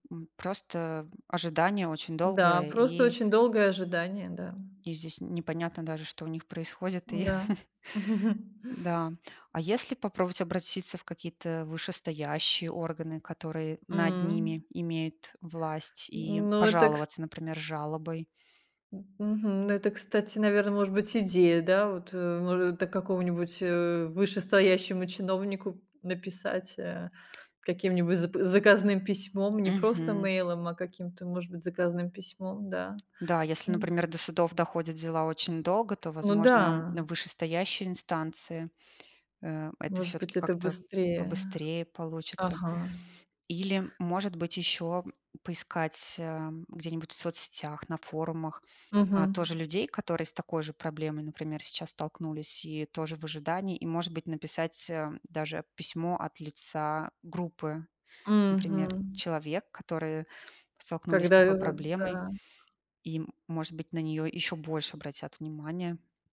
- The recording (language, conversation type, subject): Russian, advice, С какими трудностями бюрократии и оформления документов вы столкнулись в новой стране?
- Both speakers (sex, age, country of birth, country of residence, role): female, 40-44, Russia, Italy, advisor; female, 45-49, Russia, France, user
- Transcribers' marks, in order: chuckle; tapping; other background noise